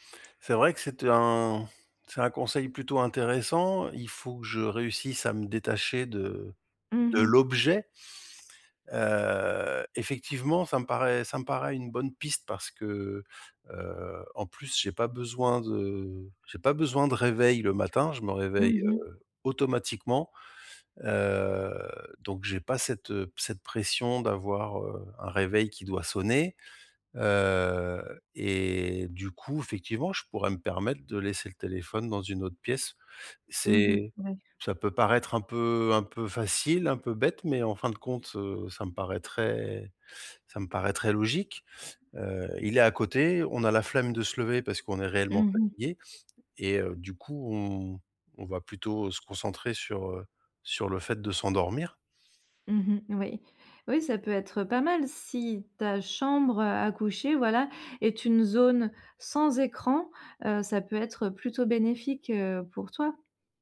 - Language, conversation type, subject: French, advice, Comment éviter que les écrans ne perturbent mon sommeil ?
- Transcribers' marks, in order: drawn out: "Heu"; tapping